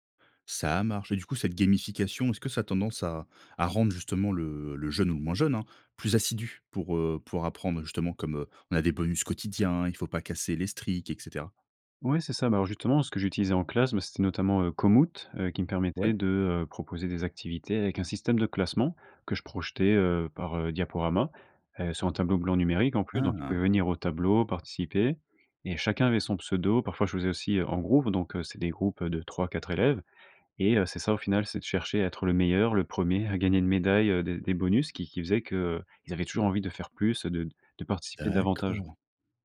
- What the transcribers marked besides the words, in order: in English: "gamification"; in English: "streak"
- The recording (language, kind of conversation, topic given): French, podcast, Comment le jeu peut-il booster l’apprentissage, selon toi ?